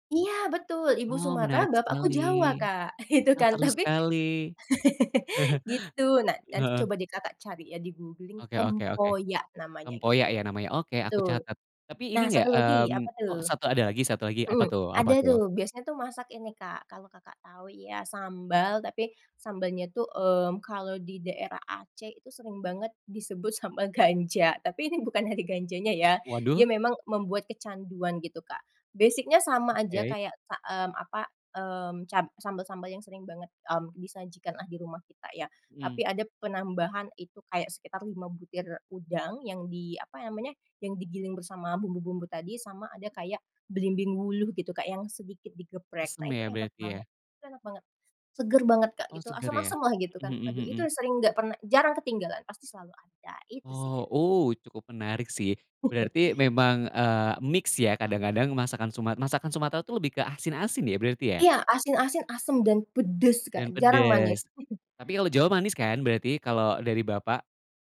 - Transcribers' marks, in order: laughing while speaking: "gitu kan, tapi"; laugh; chuckle; in English: "googling"; laughing while speaking: "sambel ganja"; in English: "Basic-nya"; tapping; chuckle; in English: "mix"; chuckle
- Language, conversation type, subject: Indonesian, podcast, Apa saja kebiasaan kalian saat makan malam bersama keluarga?